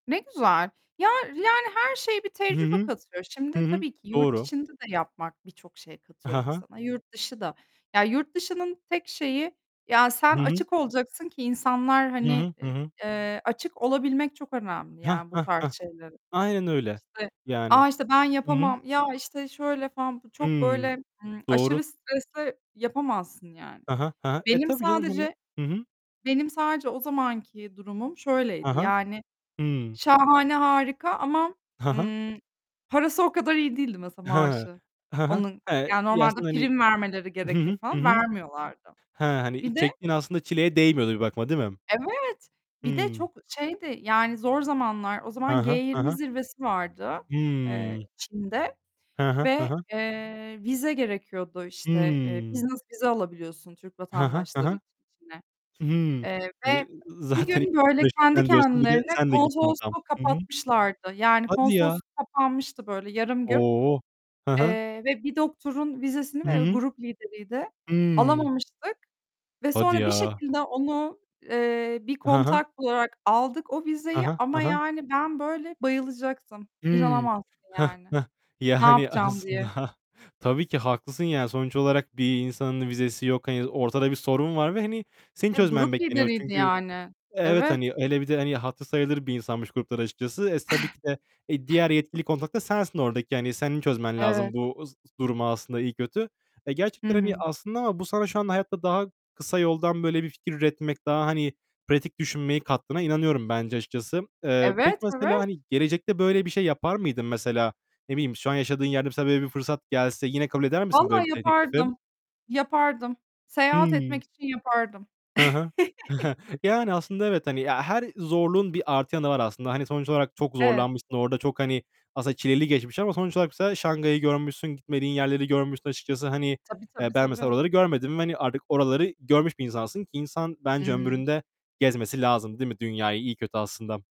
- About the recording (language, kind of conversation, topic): Turkish, unstructured, Kariyerinizde hiç beklemediğiniz bir fırsat yakaladınız mı?
- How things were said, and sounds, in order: tapping; distorted speech; static; other background noise; in English: "business"; unintelligible speech; laughing while speaking: "Yani, hani, aslında"; chuckle; chuckle